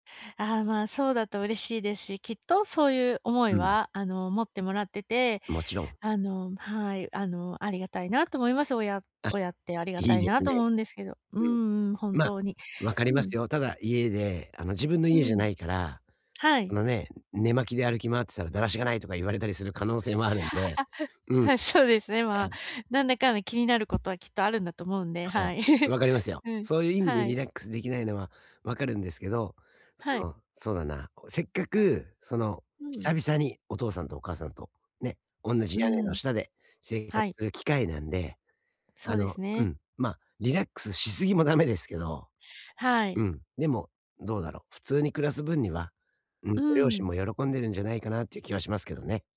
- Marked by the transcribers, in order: tapping; chuckle; other background noise; chuckle
- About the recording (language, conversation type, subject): Japanese, advice, 家でうまくリラックスできないときはどうすればいいですか？